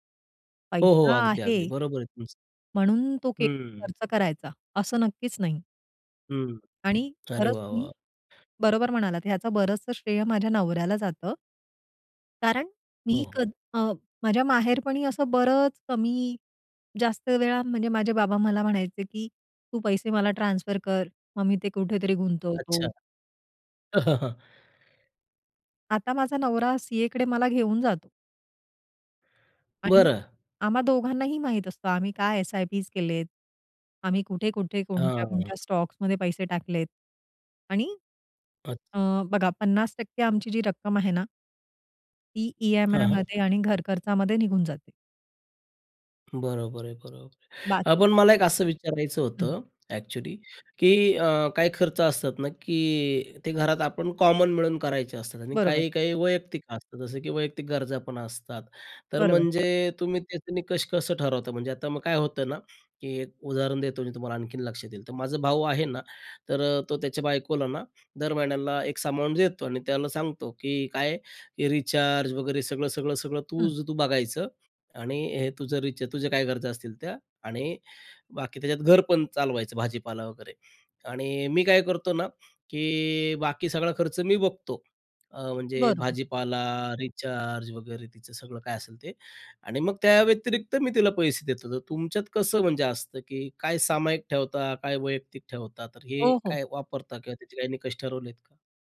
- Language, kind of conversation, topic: Marathi, podcast, घरात आर्थिक निर्णय तुम्ही एकत्र कसे घेता?
- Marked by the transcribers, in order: other background noise; chuckle; in English: "कॉमन"; tapping